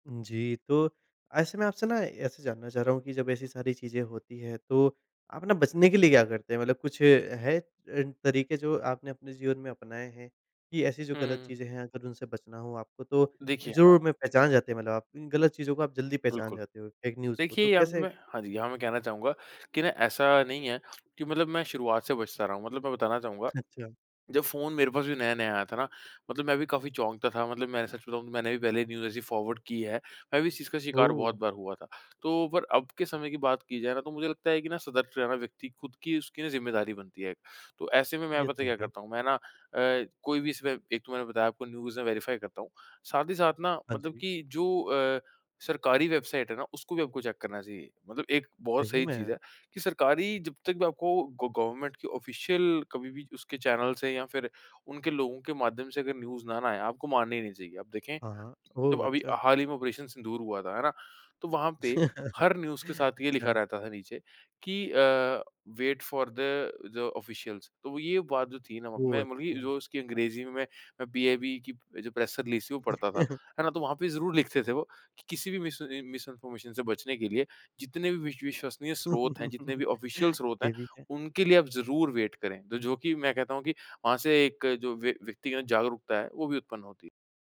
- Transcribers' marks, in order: in English: "फ़ेक न्यूज़"; tapping; laughing while speaking: "अच्छा"; in English: "न्यूज"; in English: "फॉरवर्ड"; in English: "न्यूज़"; in English: "वेरिफ़ाई"; in English: "चेक"; in English: "ग गवर्नमेंट"; in English: "ऑफ़िशियल"; in English: "चैनल"; in English: "न्यूज़"; chuckle; laughing while speaking: "अच्छा"; in English: "न्यूज़"; in English: "वेट फोर दा दा ऑफ़िशियल्स"; in English: "प्रेस रिलीज़"; chuckle; in English: "मिसइन्फॉर्मेशन"; chuckle; in English: "ऑफ़िशियल"; in English: "वेट"
- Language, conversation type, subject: Hindi, podcast, फेक न्यूज़ और गलत जानकारी से निपटने के तुम्हारे तरीके क्या हैं?